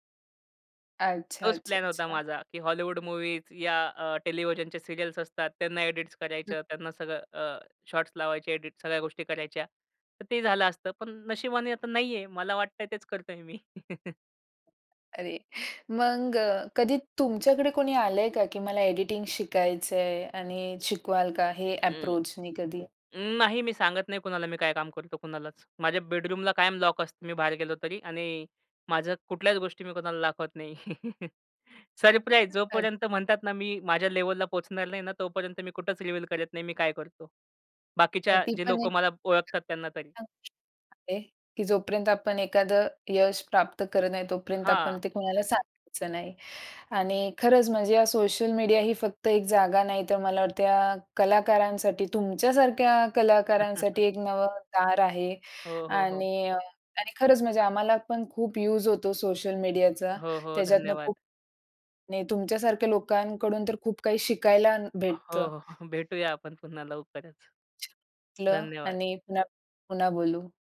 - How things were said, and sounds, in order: in English: "सीरियल्स"; chuckle; other background noise; in English: "अप्रोचनी"; put-on voice: "अं"; chuckle; in English: "रिव्हील"; unintelligible speech; horn; chuckle; laughing while speaking: "हो, हो, भेटूया आपण पुन्हा लवकरच"
- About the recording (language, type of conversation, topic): Marathi, podcast, सोशल माध्यमांनी तुमची कला कशी बदलली?